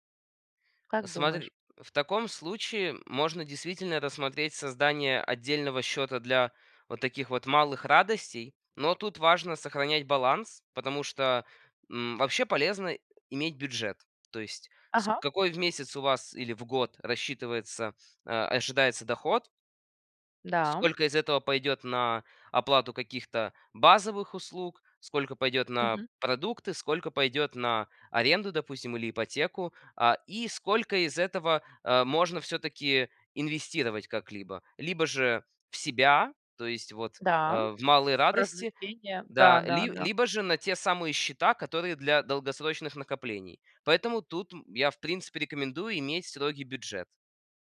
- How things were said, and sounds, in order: none
- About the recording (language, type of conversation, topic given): Russian, advice, Что вас тянет тратить сбережения на развлечения?